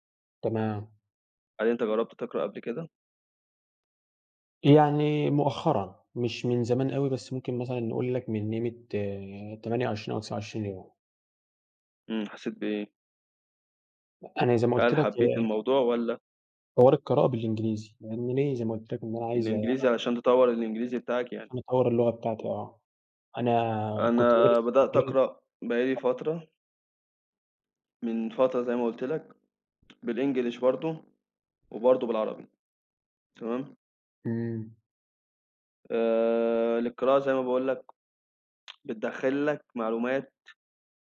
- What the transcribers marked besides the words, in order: unintelligible speech; other noise; tapping; tsk
- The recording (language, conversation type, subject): Arabic, unstructured, إيه هي العادة الصغيرة اللي غيّرت حياتك؟